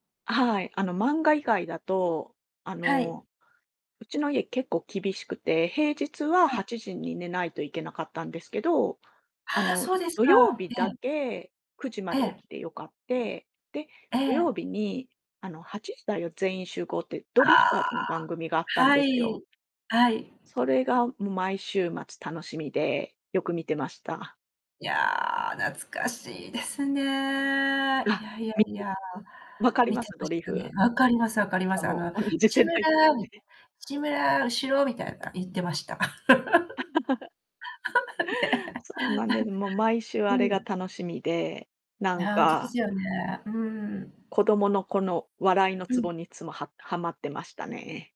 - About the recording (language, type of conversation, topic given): Japanese, podcast, 子どもの頃に夢中になったテレビ番組は何ですか？
- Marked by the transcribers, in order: other background noise; drawn out: "ですね"; distorted speech; laughing while speaking: "同じ世代ですね"; laugh; laughing while speaking: "ね"; mechanical hum